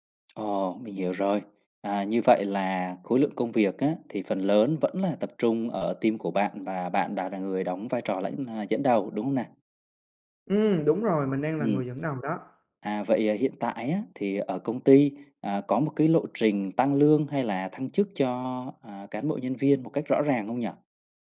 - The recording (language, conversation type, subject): Vietnamese, advice, Làm thế nào để xin tăng lương hoặc thăng chức với sếp?
- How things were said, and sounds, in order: tapping; in English: "team"